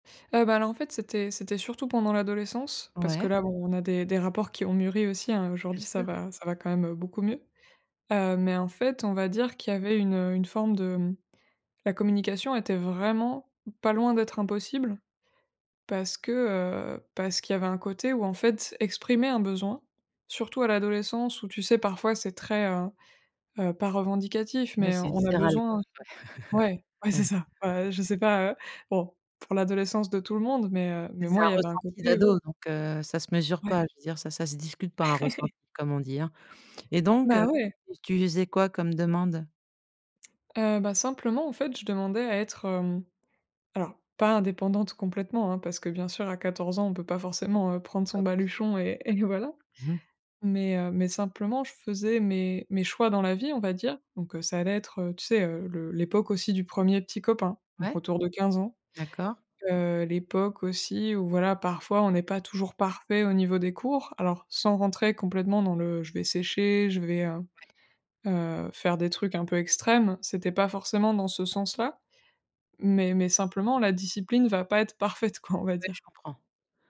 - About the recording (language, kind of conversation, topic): French, podcast, Comment exprimer ses besoins sans accuser l’autre ?
- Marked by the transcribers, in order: tapping; other background noise; chuckle; chuckle